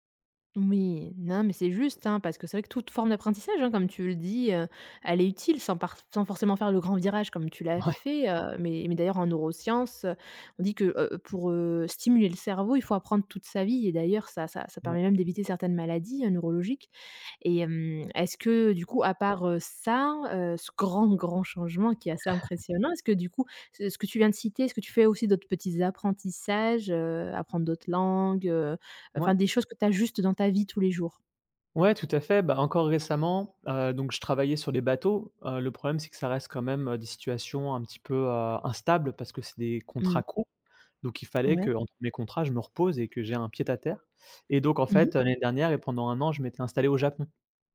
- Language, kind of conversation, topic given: French, podcast, Peux-tu nous raconter un moment où ta curiosité a tout changé dans ton apprentissage ?
- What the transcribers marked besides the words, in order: laughing while speaking: "Ouais"; other background noise; stressed: "ça"; stressed: "grand"; chuckle